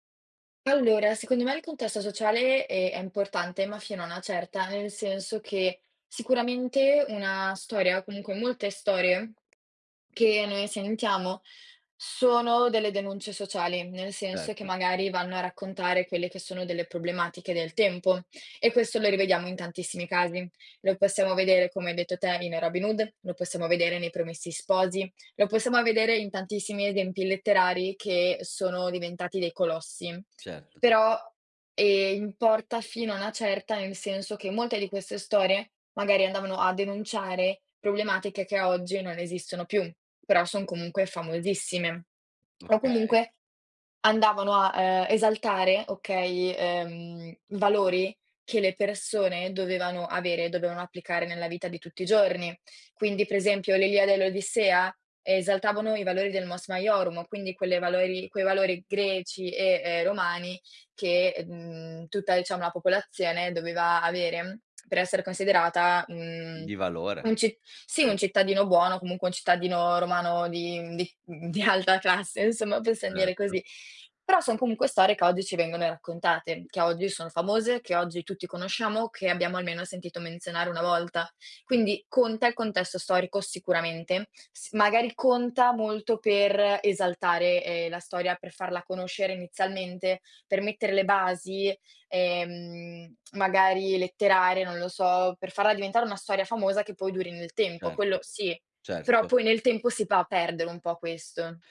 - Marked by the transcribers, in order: "quelle" said as "chelle"; laughing while speaking: "di alta"
- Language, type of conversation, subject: Italian, podcast, Perché alcune storie sopravvivono per generazioni intere?